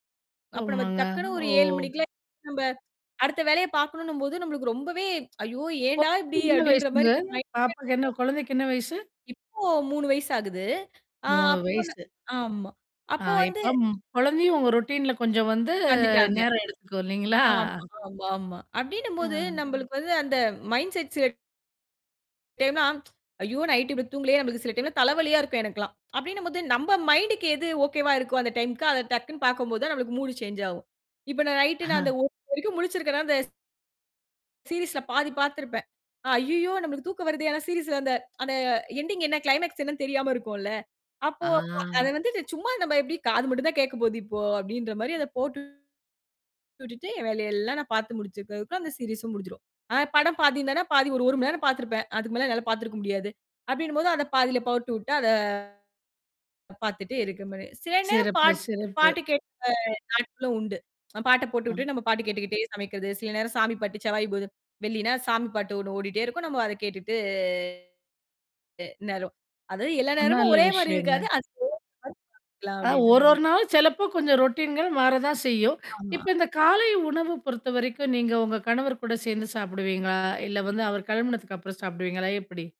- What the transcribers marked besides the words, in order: distorted speech; other background noise; unintelligible speech; unintelligible speech; mechanical hum; in English: "ரொடீன்ல"; in English: "மைண்ட் செட்"; tsk; in English: "மைண்ட்க்கு"; in English: "மூடு சேஞ்ச்"; in English: "சீரிஸ்ல"; in English: "எண்டிங்"; in English: "க்ளைமாக்ஸ்"; drawn out: "ஆ"; tapping; unintelligible speech; unintelligible speech; in English: "ரொடீன்"
- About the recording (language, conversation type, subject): Tamil, podcast, உங்கள் வீட்டில் காலை நேர பழக்கவழக்கங்கள் எப்படி இருக்கின்றன?